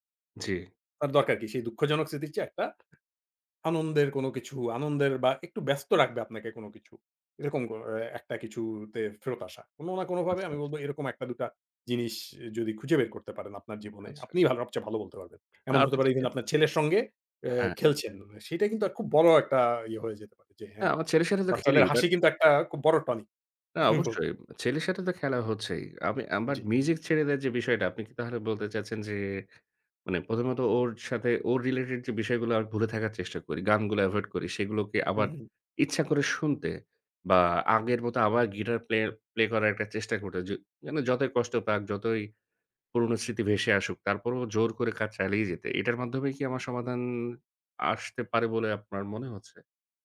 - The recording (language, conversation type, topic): Bengali, advice, স্মৃতি, গান বা কোনো জায়গা দেখে কি আপনার হঠাৎ কষ্ট অনুভব হয়?
- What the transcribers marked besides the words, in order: tapping; laughing while speaking: "আমি বলব"